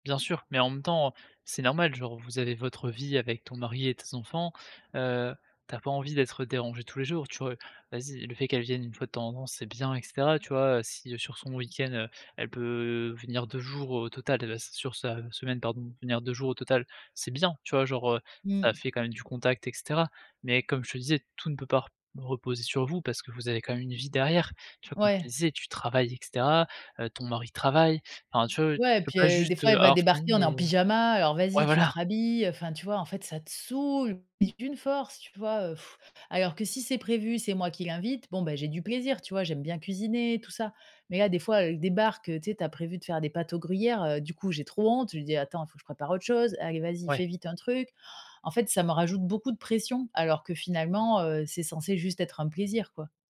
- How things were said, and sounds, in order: tapping; stressed: "saoule"; blowing
- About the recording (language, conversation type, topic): French, advice, Comment puis-je poser des limites à une famille intrusive ?